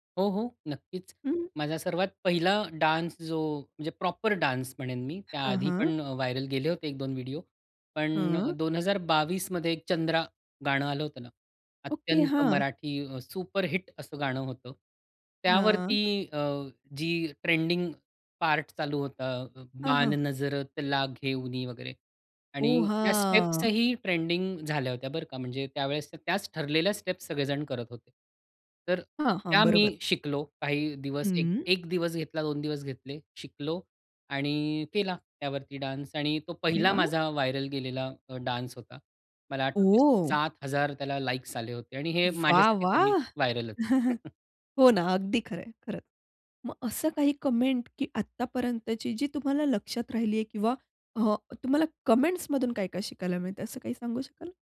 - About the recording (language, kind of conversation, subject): Marathi, podcast, सोशल मीडियासाठी सर्जनशील मजकूर तुम्ही कसा तयार करता?
- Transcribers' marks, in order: tapping; in English: "डान्स"; in English: "प्रॉपर डान्स"; other background noise; in English: "व्हायरल"; drawn out: "हां"; in English: "व्हायरल"; in English: "डान्स"; surprised: "वाह! वाह!"; chuckle; in English: "व्हायरल"; chuckle; in English: "कमेंट"; in English: "कमेंटस"